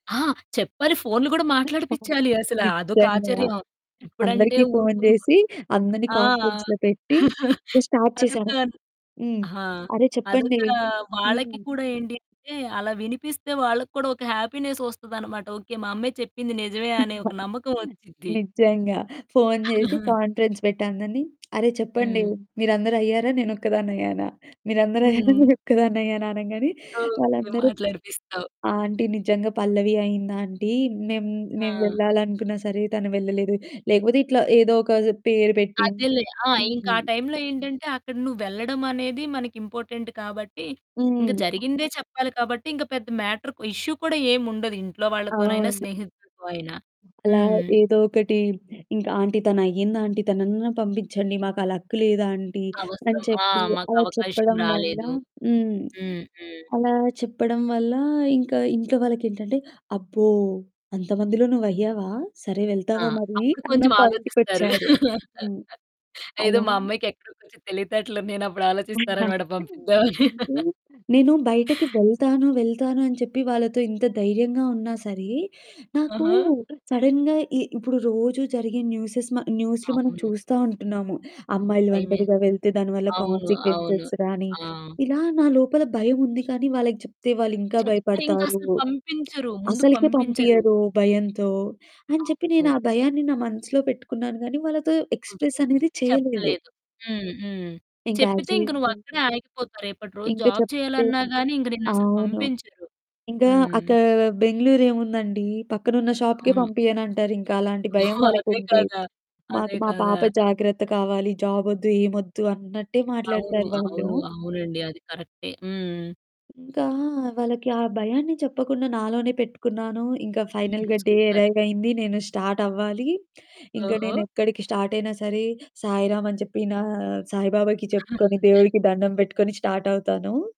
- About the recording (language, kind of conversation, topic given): Telugu, podcast, సోలో ప్రయాణంలో భద్రత కోసం మీరు ఏ జాగ్రత్తలు తీసుకుంటారు?
- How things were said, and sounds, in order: unintelligible speech; distorted speech; in English: "కాన్ఫరెన్స్‌లో"; chuckle; in English: "స్టార్ట్"; in English: "హ్యాపీనెస్"; chuckle; in English: "కాన్ఫరెన్స్"; chuckle; other background noise; laughing while speaking: "మీరందరయ్యారా? నేనొక్కదాన్నయ్యానా?"; in English: "ఆంటీ"; in English: "ఇంపార్టెంట్"; in English: "మ్యాటర్ కు ఇష్యూ"; in English: "ఆంటీ"; in English: "లక్"; laugh; chuckle; laugh; in English: "సడెన్‌గా"; in English: "న్యూసెస్"; in English: "కాన్సీక్వెన్సెస్"; in English: "ఎక్స్‌ప్రెస్"; in English: "యాజ్ యూజువల్"; in English: "జాబ్"; in English: "షాప్‌కే"; chuckle; in English: "ఫైనల్‌గా డే"; in English: "సూపర్"; in English: "స్టార్ట్"; chuckle